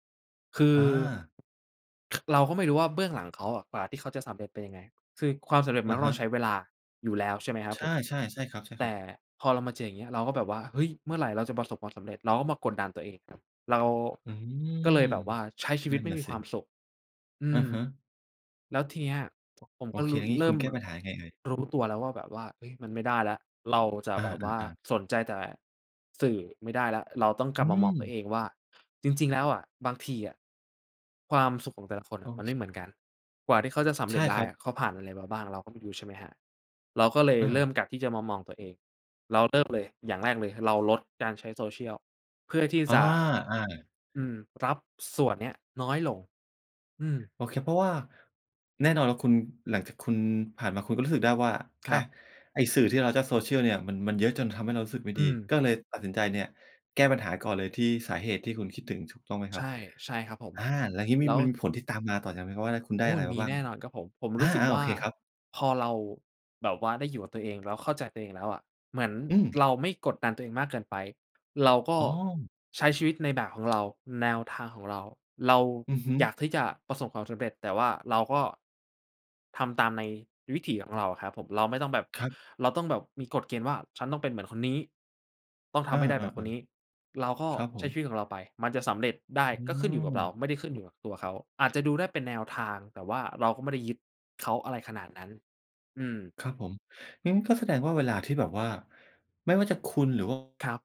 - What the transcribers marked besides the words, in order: other background noise; tapping
- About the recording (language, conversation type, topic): Thai, podcast, คุณเคยลองดีท็อกซ์ดิจิทัลไหม และผลเป็นอย่างไรบ้าง?